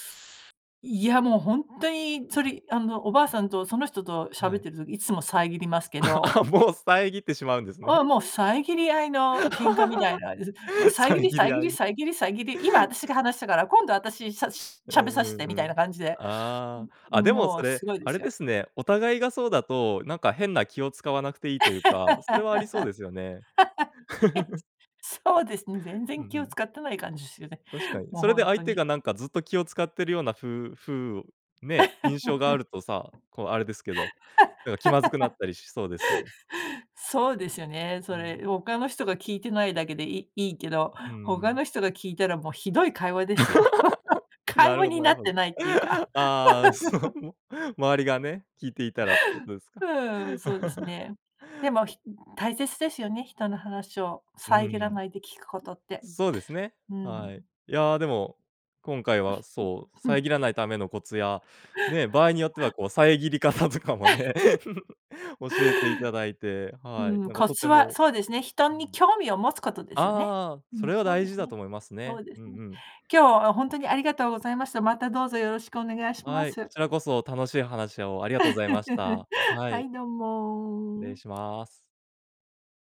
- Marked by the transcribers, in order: other noise; laughing while speaking: "あ、あ"; laugh; "しゃべらせて" said as "しゃべさせて"; laugh; laugh; laugh; tapping; laugh; laugh; laughing while speaking: "その"; laugh; laugh; chuckle; laugh; laughing while speaking: "遮り方とかもね"; laugh; chuckle; laugh
- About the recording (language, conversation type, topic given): Japanese, podcast, 相手の話を遮らずに聞くコツはありますか？